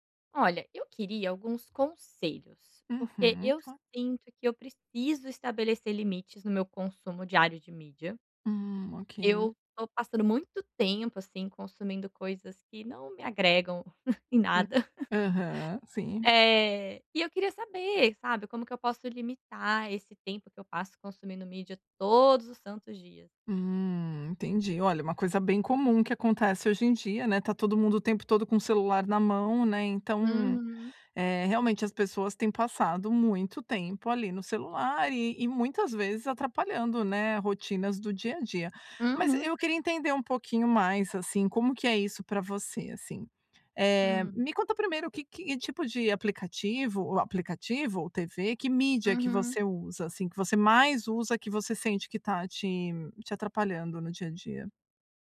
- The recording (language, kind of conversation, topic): Portuguese, advice, Como posso limitar o tempo que passo consumindo mídia todos os dias?
- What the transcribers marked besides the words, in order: giggle